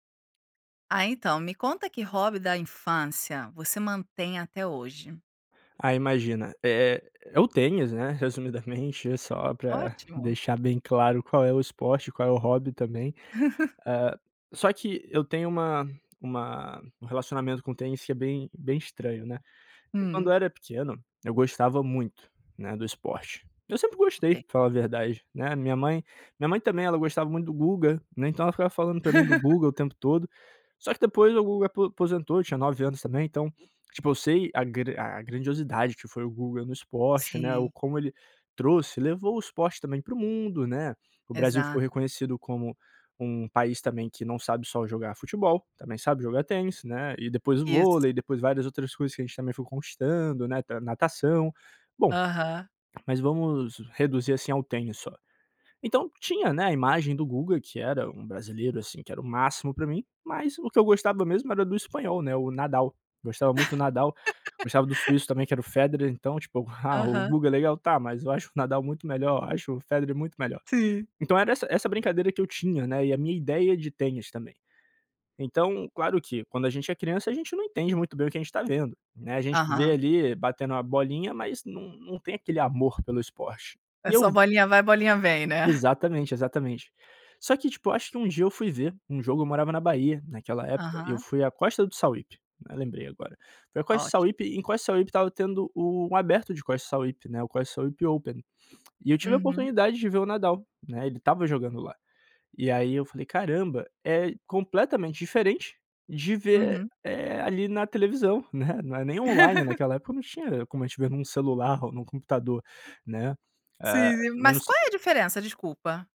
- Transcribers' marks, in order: chuckle; laugh; laugh; laugh
- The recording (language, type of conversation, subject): Portuguese, podcast, Que hobby da infância você mantém até hoje?